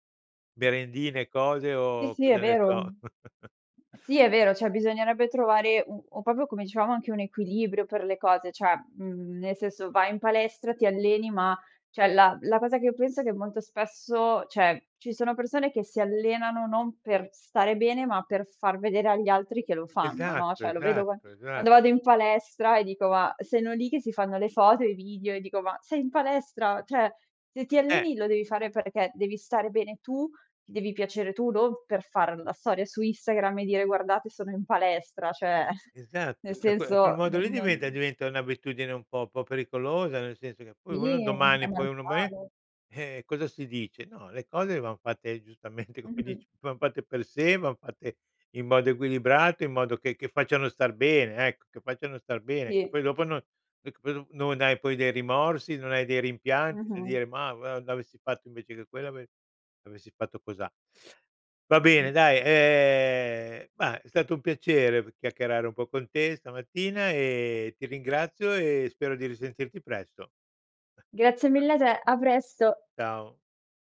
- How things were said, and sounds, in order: tapping; chuckle; "Cioè" said as "ceh"; "proprio" said as "popio"; "Cioè" said as "ceh"; "cioè" said as "ceh"; "cioè" said as "ceh"; "cioè" said as "ceh"; "Cioè" said as "ceh"; "cioé" said as "ceh"; "Cioè" said as "ceh"; chuckle; drawn out: "Sì"; laughing while speaking: "giustamente come dici, van fatte per sé"; unintelligible speech; background speech; unintelligible speech; chuckle
- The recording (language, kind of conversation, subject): Italian, podcast, Quali abitudini ti hanno cambiato davvero la vita?